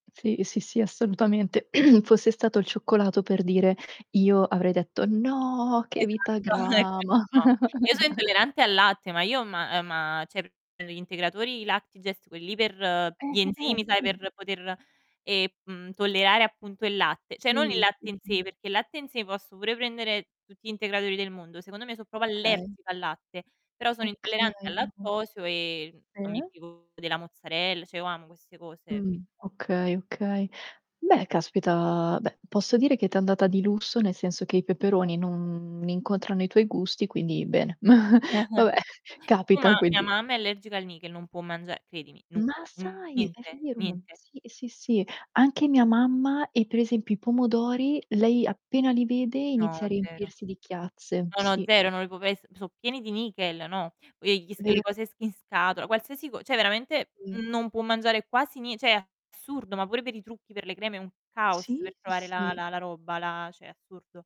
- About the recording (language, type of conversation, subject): Italian, unstructured, Hai mai mangiato qualcosa che ti ha fatto venire la nausea?
- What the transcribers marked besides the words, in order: tapping; throat clearing; distorted speech; laughing while speaking: "Esatto"; drawn out: "No"; unintelligible speech; laughing while speaking: "grama"; chuckle; "cioè" said as "ceh"; "Cioè" said as "ceh"; "proprio" said as "popo"; "Cioè" said as "ceh"; unintelligible speech; mechanical hum; chuckle; laughing while speaking: "Vabbè"; other background noise; "cioè" said as "ceh"; "cioè" said as "ceh"; "cioè" said as "ceh"